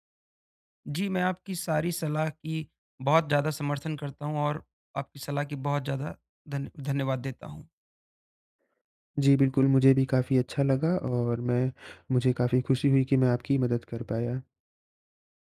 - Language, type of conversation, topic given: Hindi, advice, मैं अपनी भूख और तृप्ति के संकेत कैसे पहचानूं और समझूं?
- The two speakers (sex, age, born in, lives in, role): male, 20-24, India, India, advisor; male, 20-24, India, India, user
- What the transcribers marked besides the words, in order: none